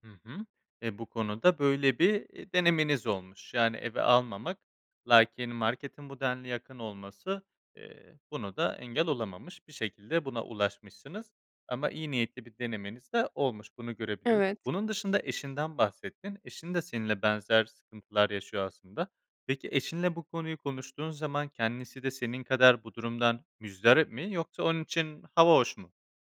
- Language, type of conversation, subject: Turkish, advice, Stresle başa çıkarken sağlıksız alışkanlıklara neden yöneliyorum?
- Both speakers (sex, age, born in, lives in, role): female, 30-34, Turkey, Germany, user; male, 25-29, Turkey, Spain, advisor
- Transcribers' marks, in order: "muzdarip" said as "müzdarip"